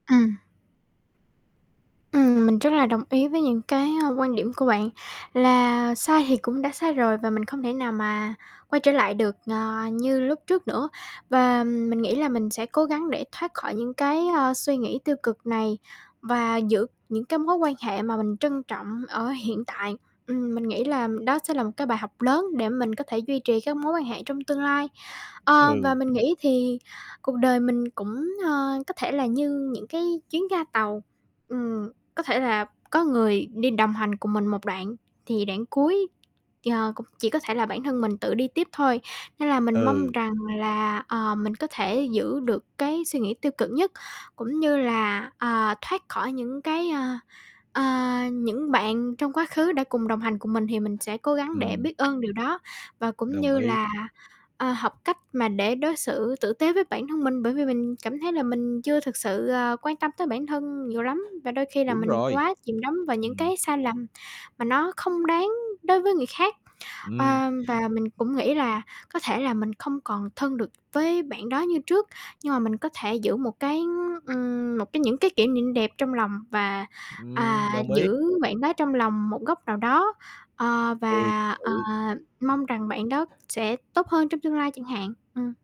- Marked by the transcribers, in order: static; tapping; other background noise; distorted speech
- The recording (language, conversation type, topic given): Vietnamese, advice, Bạn đang tự trách mình vì sai lầm nào trong mối quan hệ này?